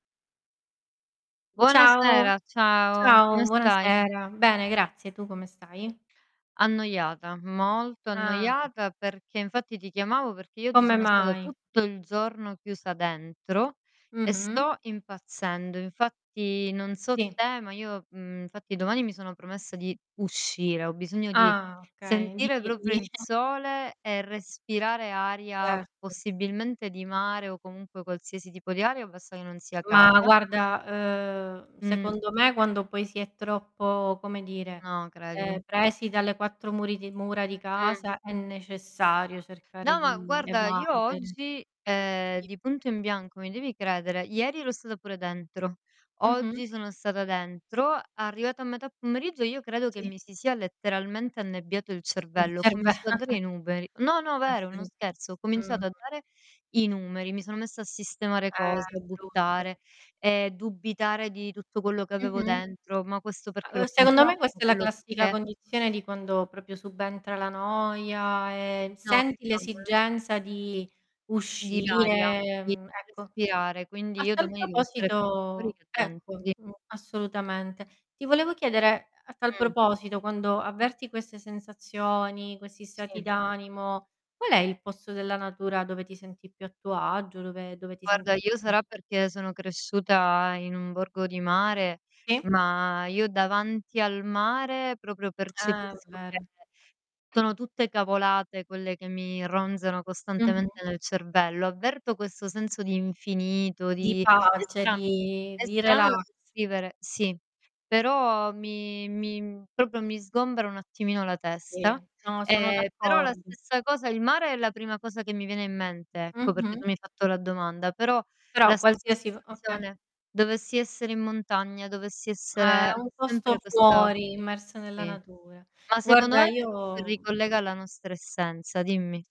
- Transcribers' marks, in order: static; other background noise; distorted speech; tapping; stressed: "molto"; "proprio" said as "propio"; chuckle; laughing while speaking: "cerve"; chuckle; unintelligible speech; "proprio" said as "propro"; "okay" said as "occhè"
- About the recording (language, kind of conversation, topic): Italian, unstructured, Come ti senti quando sei immerso nella natura?